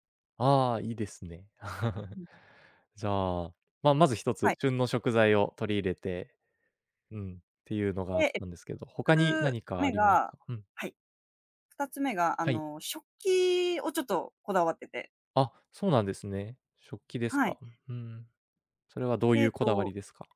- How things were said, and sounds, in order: giggle
- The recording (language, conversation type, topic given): Japanese, podcast, 食卓の雰囲気づくりで、特に何を大切にしていますか？